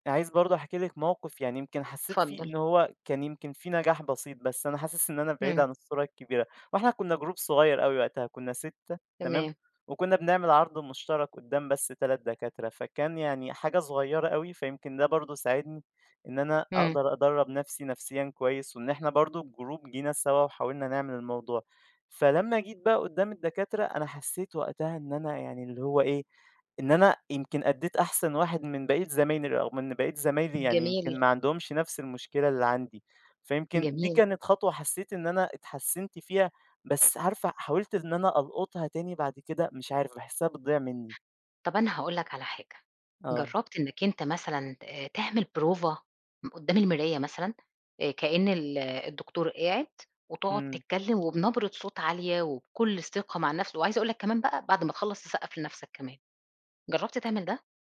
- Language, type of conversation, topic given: Arabic, advice, إزاي أتعامل مع خوفي لما أتكلم قدّام الناس في عرض أو اجتماع أو امتحان شفهي؟
- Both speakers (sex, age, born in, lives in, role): female, 40-44, Egypt, Portugal, advisor; male, 20-24, Egypt, Egypt, user
- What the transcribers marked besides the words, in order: in English: "جروب"; in English: "الجروب"; "زمايلي" said as "زمايني"